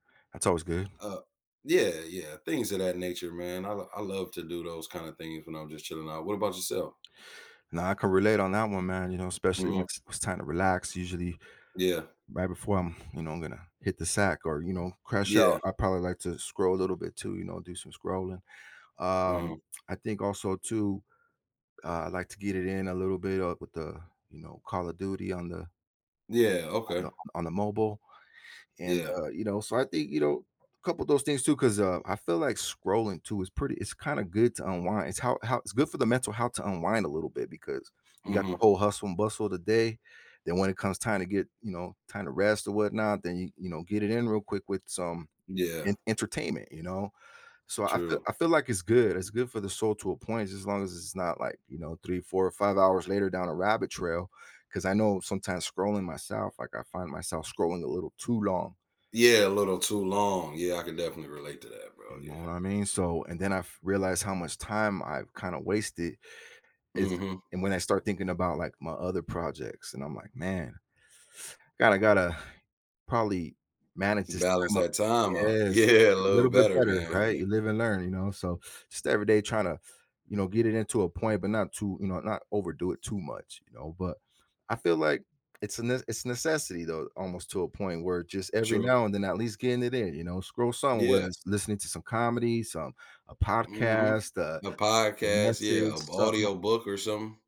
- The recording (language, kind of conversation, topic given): English, unstructured, How has technology changed the way you unwind and find relaxation?
- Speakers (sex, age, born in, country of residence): male, 40-44, United States, United States; male, 45-49, United States, United States
- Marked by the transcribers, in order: lip smack; tapping; inhale; laughing while speaking: "yeah"